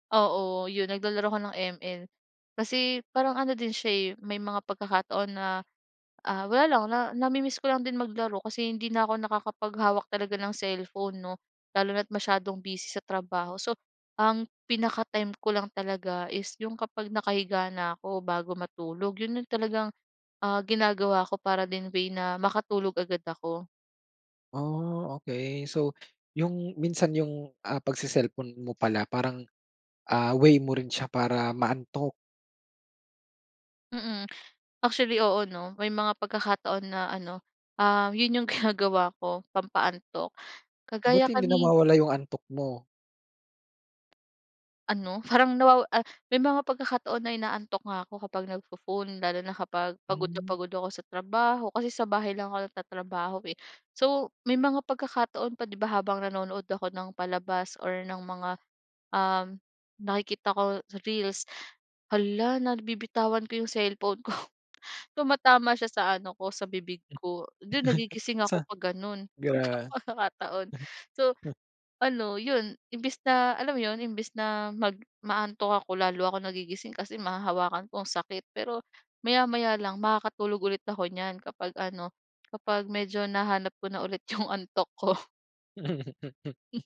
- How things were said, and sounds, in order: tapping; other background noise; laughing while speaking: "ginagawa"; gasp; gasp; gasp; gasp; blowing; laugh; wind; chuckle; unintelligible speech
- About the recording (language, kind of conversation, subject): Filipino, podcast, Ano ang karaniwan mong ginagawa sa telepono mo bago ka matulog?